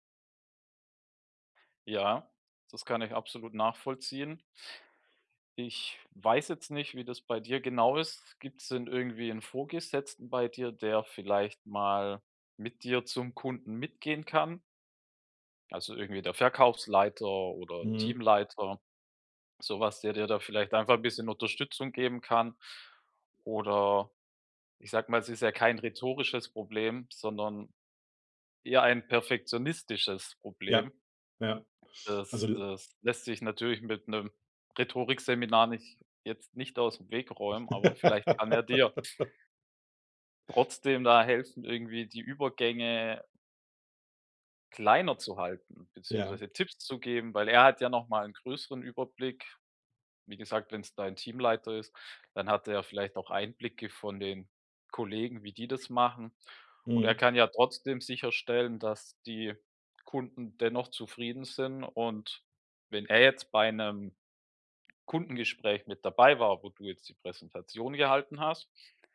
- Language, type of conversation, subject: German, advice, Wie hindert mich mein Perfektionismus daran, mit meinem Projekt zu starten?
- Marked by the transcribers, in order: laugh